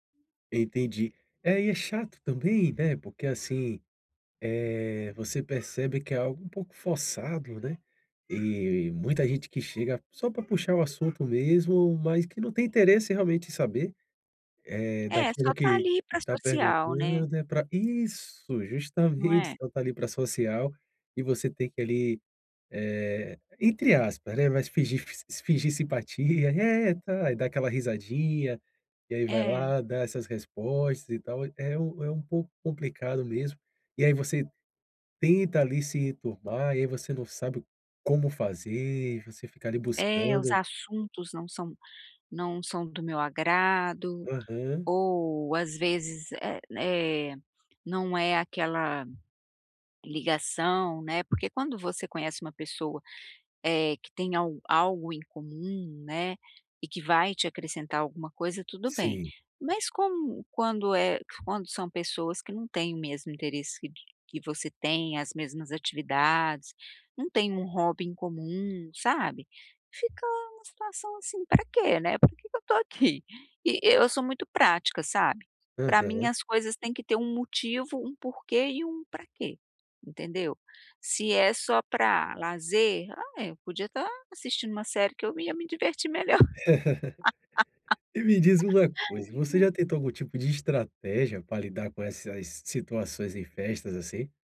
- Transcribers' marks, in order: tapping; laugh; laugh
- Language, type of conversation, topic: Portuguese, advice, Como lidar com a ansiedade em festas e encontros sociais?